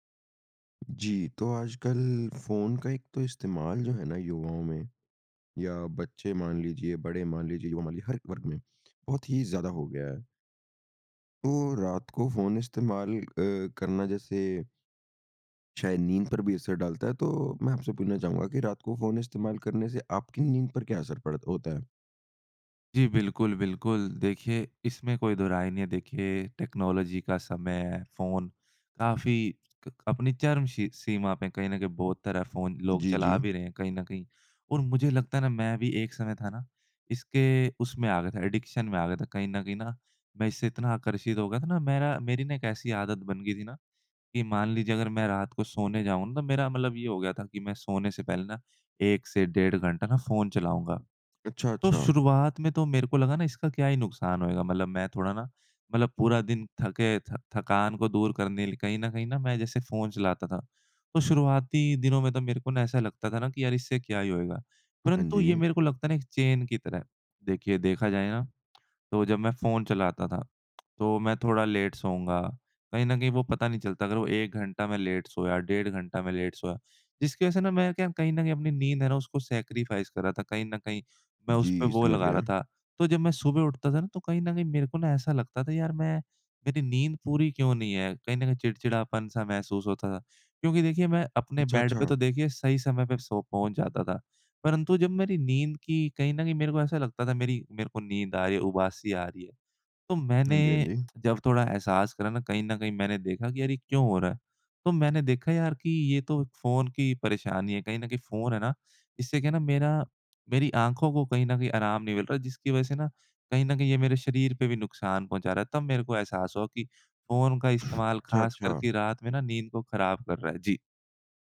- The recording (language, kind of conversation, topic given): Hindi, podcast, रात को फोन इस्तेमाल करने का आपकी नींद पर क्या असर होता है?
- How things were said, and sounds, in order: in English: "टेक्नोलॉज़ी"; in English: "एडिक्शन"; tapping; in English: "लेट"; in English: "लेट"; in English: "लेट"; in English: "सैक्रिफ़ाइस"; in English: "बेड"; tongue click; other background noise